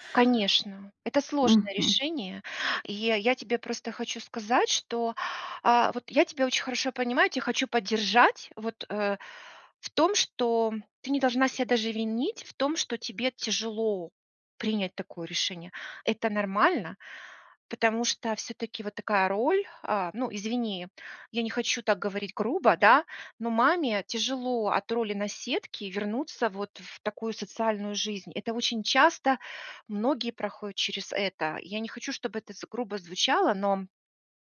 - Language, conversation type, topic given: Russian, advice, Как перестать застревать в старых семейных ролях, которые мешают отношениям?
- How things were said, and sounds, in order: none